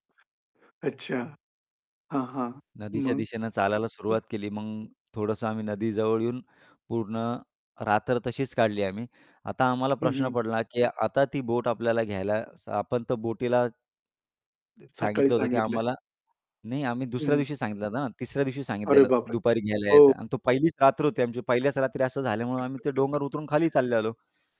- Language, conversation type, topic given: Marathi, podcast, तुमच्या पहिल्या कॅम्पिंगच्या रात्रीची आठवण काय आहे?
- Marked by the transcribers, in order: other background noise; static; tapping; laugh